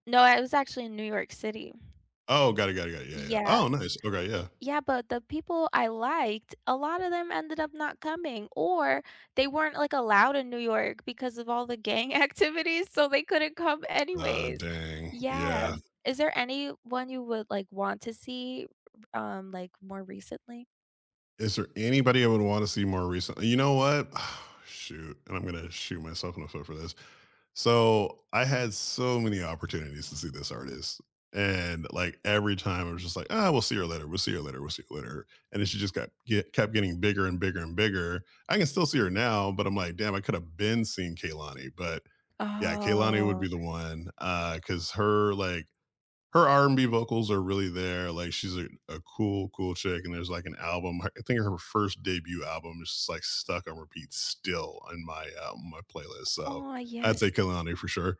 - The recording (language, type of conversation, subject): English, unstructured, What live performance moments—whether you were there in person or watching live on screen—gave you chills, and what made them unforgettable?
- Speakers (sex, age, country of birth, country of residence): female, 25-29, United States, United States; male, 40-44, United States, United States
- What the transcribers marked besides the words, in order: stressed: "or"; laughing while speaking: "activity"; tsk; exhale; drawn out: "Oh"; stressed: "still"; background speech